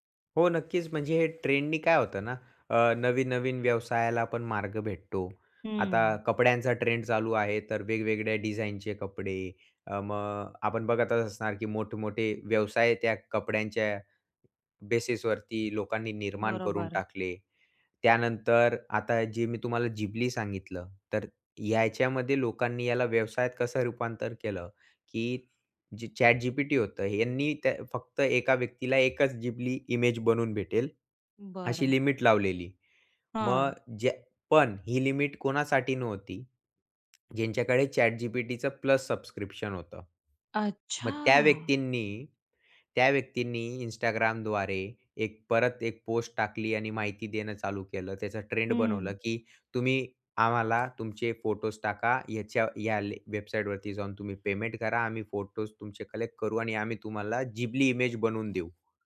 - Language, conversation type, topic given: Marathi, podcast, सोशल मीडियावर सध्या काय ट्रेंड होत आहे आणि तू त्याकडे लक्ष का देतोस?
- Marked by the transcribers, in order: other background noise; tapping; surprised: "अच्छा"